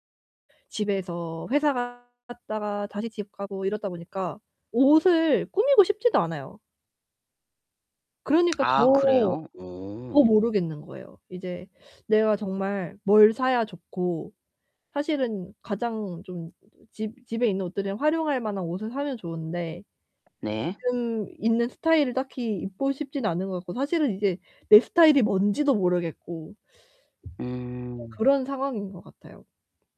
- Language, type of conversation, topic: Korean, advice, 스타일을 찾기 어렵고 코디가 막막할 때는 어떻게 시작하면 좋을까요?
- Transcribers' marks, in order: distorted speech; tapping; other background noise